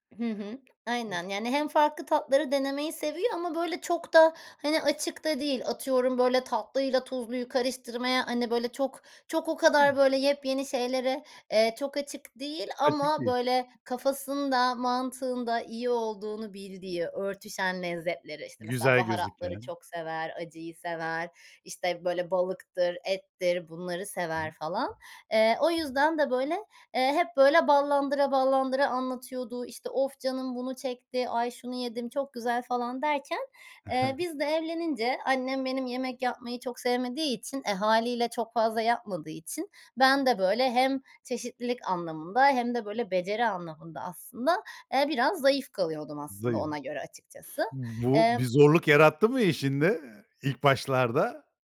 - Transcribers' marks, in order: other background noise; tapping; chuckle
- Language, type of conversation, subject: Turkish, podcast, Yemek yapmayı bir hobi olarak görüyor musun ve en sevdiğin yemek hangisi?